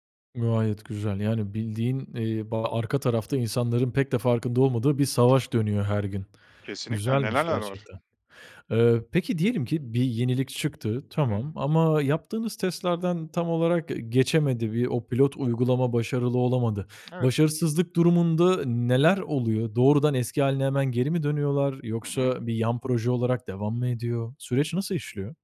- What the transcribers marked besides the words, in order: other background noise
- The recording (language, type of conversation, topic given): Turkish, podcast, Yeni bir teknolojiyi denemeye karar verirken nelere dikkat ediyorsun?